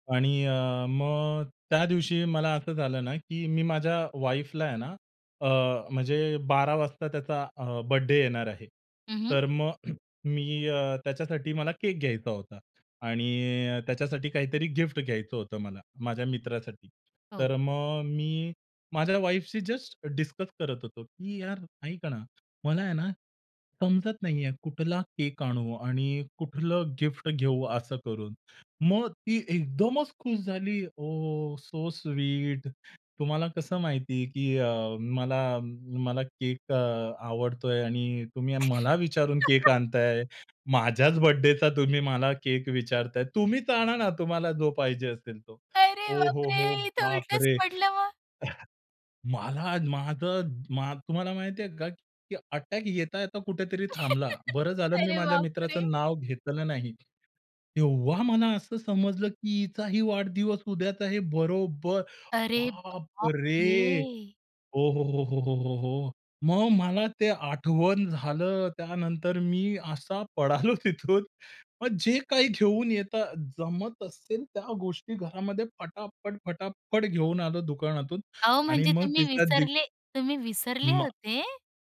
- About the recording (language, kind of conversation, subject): Marathi, podcast, तुम्ही नात्यात प्रेम कसे दाखवता?
- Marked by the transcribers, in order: throat clearing; other background noise; laugh; laughing while speaking: "अरे, बापरे! इथं उलटच पडलं मग"; cough; chuckle; surprised: "अरे, बापरे!"; surprised: "बापरे! हो, हो, हो, हो, हो, हो, हो"; laughing while speaking: "पळालो तिथून"